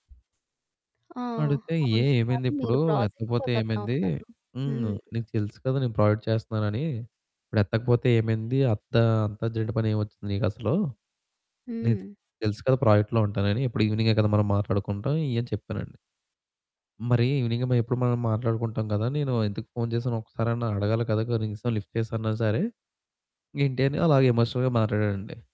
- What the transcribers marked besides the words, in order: other background noise; static; distorted speech; in English: "ప్రాజెక్ట్‌లో"; in English: "ప్రాజెక్ట్"; in English: "ప్రాజెక్ట్‌లో"; in English: "ఇవెనింగ్"; in English: "లిఫ్ట్"; in English: "ఎమోషనల్‍గా"
- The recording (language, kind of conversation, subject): Telugu, podcast, తప్పు చేసినందువల్ల నమ్మకం కోల్పోయిన తర్వాత, దాన్ని మీరు తిరిగి ఎలా సంపాదించుకున్నారు?